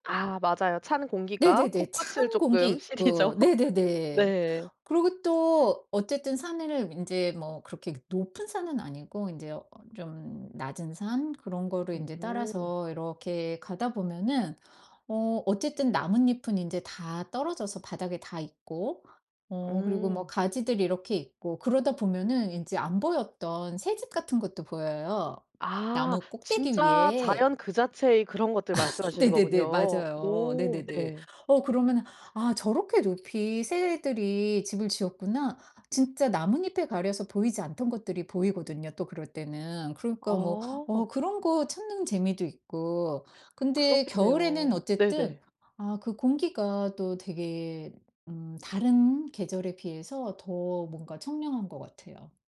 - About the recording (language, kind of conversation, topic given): Korean, podcast, 숲이나 산에 가면 기분이 어떻게 달라지나요?
- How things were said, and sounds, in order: laughing while speaking: "시리죠"; tapping; laugh